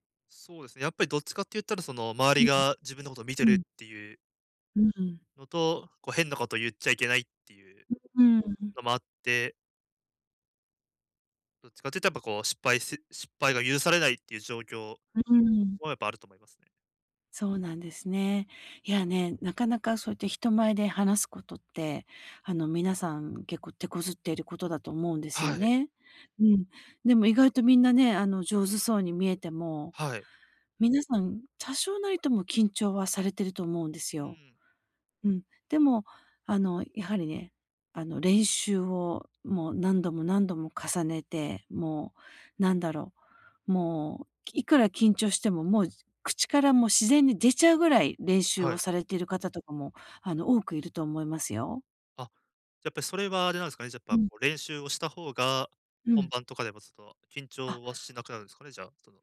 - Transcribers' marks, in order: none
- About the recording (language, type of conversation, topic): Japanese, advice, 人前で話すときに自信を高めるにはどうすればよいですか？
- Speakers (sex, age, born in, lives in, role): female, 50-54, Japan, United States, advisor; male, 20-24, Japan, Japan, user